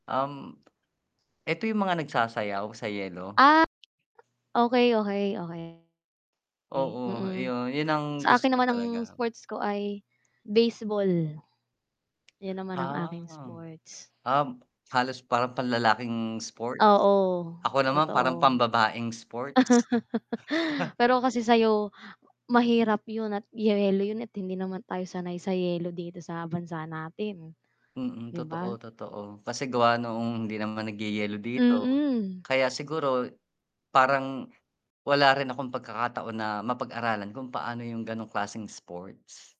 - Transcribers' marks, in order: tapping; other background noise; distorted speech; chuckle; chuckle
- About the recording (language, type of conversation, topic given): Filipino, unstructured, Alin ang mas gusto mong gawin: maglaro ng palakasan o manood ng palakasan?